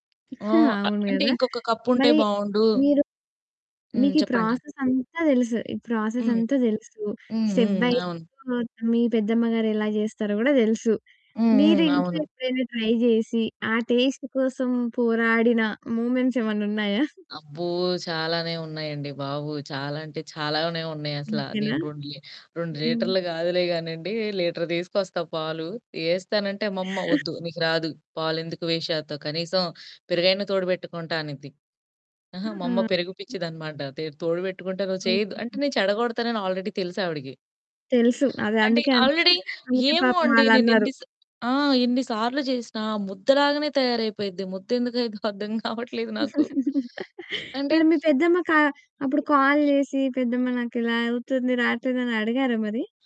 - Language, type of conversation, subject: Telugu, podcast, మీ ఇంటిలో పండుగలప్పుడు తప్పనిసరిగా వండే వంటకం ఏది?
- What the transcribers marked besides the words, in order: other background noise; in English: "ప్రాసెస్"; in English: "ప్రాసెస్"; tapping; static; in English: "స్టె బై స్టెప్"; distorted speech; in English: "ట్రై"; in English: "టేస్ట్"; in English: "మూమెంట్స్"; laugh; laugh; in English: "వేస్ట్"; in English: "ఆల్రెడీ"; laugh; in English: "ఆల్రెడీ"; laughing while speaking: "ముద్దెందుకవుద్దో అర్థం కావట్లేదు నాకు"; laugh; in English: "కాల్ జేసి"